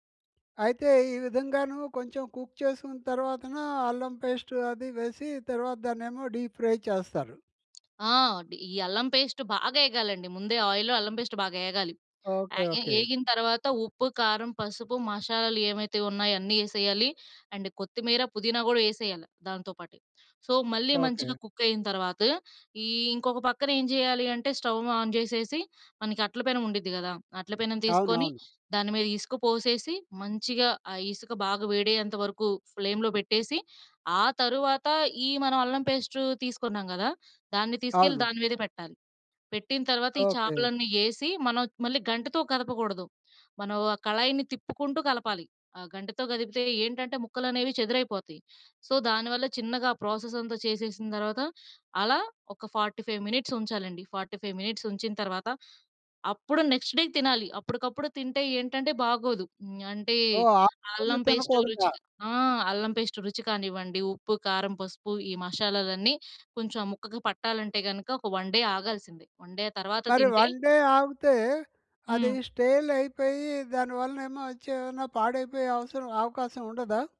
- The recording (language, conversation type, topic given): Telugu, podcast, అమ్మ వంటల వాసన ఇంటి అంతటా ఎలా పరిమళిస్తుంది?
- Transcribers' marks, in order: in English: "కుక్"; in English: "డీప్ ఫ్రై"; in English: "పేస్ట్"; in English: "ఆయిల్‌లో"; in English: "పేస్ట్"; in English: "అండ్"; in English: "సో"; in English: "స్టవ్ ఆన్"; in English: "ఫ్లేమ్‌లో"; in English: "సో"; in English: "ఫార్టీ ఫైవ్ మినిట్స్"; in English: "ఫార్టీ ఫైవ్ మినిట్స్"; in English: "నెక్స్ట్ డేకి"; in English: "వన్ డే"; in English: "వన్ డే"; in English: "వన్ డే"